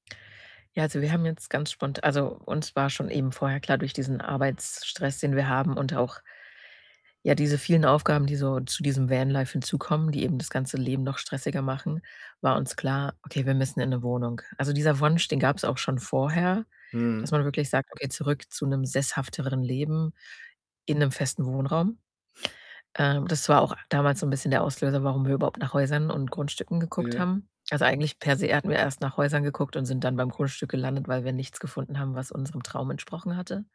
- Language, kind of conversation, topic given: German, advice, Wie kann ich bei einer großen Entscheidung verschiedene mögliche Lebenswege visualisieren?
- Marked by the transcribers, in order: static; other background noise